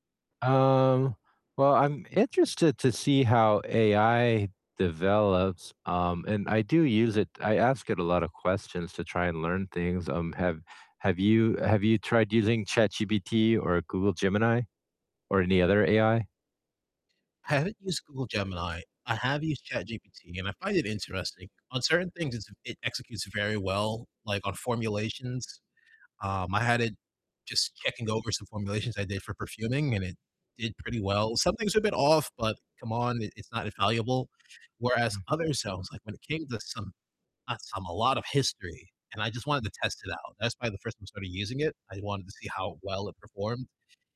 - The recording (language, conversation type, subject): English, unstructured, How do you think technology changes the way we learn?
- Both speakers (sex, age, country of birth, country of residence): male, 20-24, United States, United States; male, 50-54, United States, United States
- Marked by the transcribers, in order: distorted speech; alarm